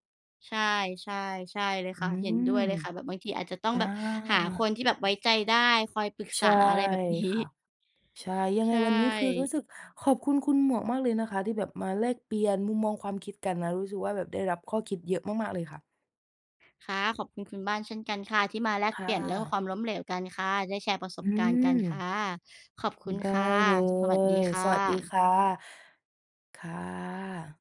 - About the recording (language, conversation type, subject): Thai, unstructured, สิ่งสำคัญที่สุดที่คุณได้เรียนรู้จากความล้มเหลวคืออะไร?
- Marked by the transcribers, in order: other background noise; tapping